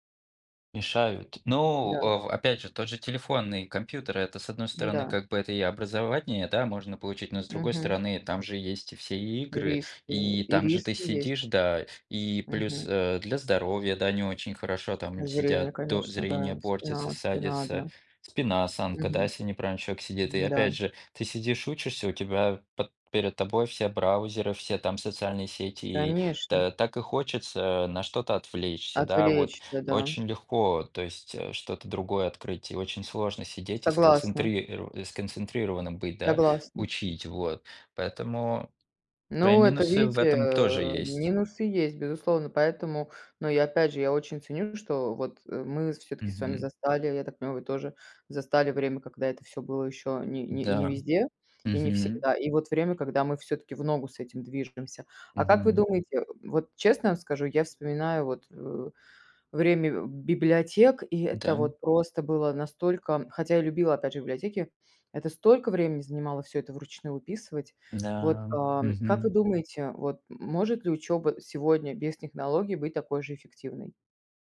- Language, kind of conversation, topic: Russian, unstructured, Как ты думаешь, технологии помогают учиться лучше?
- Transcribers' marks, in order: other background noise; "свои" said as "ои"